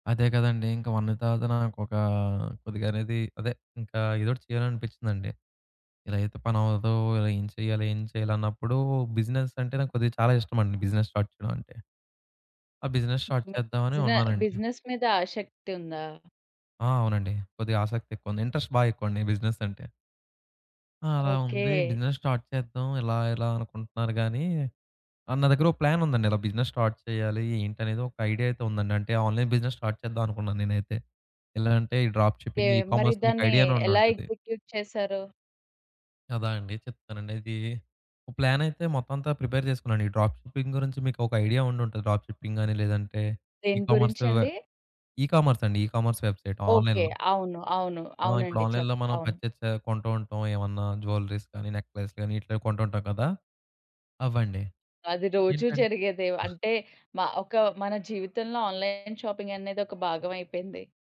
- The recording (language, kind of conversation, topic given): Telugu, podcast, ఆపద సమయంలో ఎవరో ఇచ్చిన సహాయం వల్ల మీ జీవితంలో దారి మారిందా?
- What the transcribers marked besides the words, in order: in English: "బిజినెస్"; in English: "బిజినెస్ స్టార్ట్"; in English: "బిజినెస్ స్టార్ట్"; in English: "బిజినెస్"; in English: "ఇంట్రెస్ట్"; in English: "బిజినెస్"; in English: "బిజినెస్ స్టార్ట్"; in English: "ప్లాన్"; in English: "బిజినెస్ స్టార్ట్"; in English: "ఆన్‌లైన్ బిజినెస్ స్టార్ట్"; in English: "డ్రాప్ షిప్పింగ్ ఈ కామర్స్"; in English: "ఎగ్జిక్యూట్"; in English: "ప్రిపేర్"; in English: "డ్రాప్ షిప్పింగ్"; in English: "డ్రాప్ షిప్పింగ్"; in English: "ఈ కామర్స్"; in English: "ఈ కామర్స్ వెబ్‌సైట్ ఆన్‌లైన్‌లో"; in English: "ఆన్‌లైన్‌లో"; in English: "పర్చస్"; in English: "జ్యువెల్లరీస్"; in English: "నెక్లెస్"; other background noise; in English: "ఆన్‌లైన్"